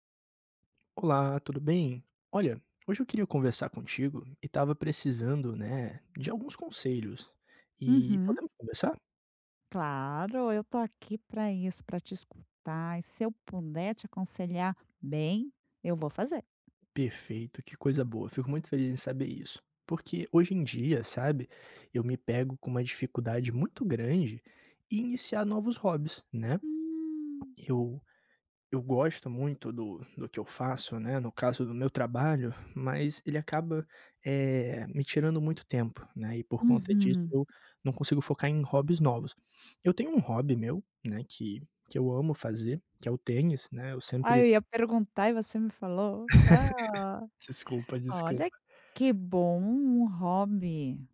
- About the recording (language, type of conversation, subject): Portuguese, advice, Como posso começar um novo hobby sem ficar desmotivado?
- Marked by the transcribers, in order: tapping; laugh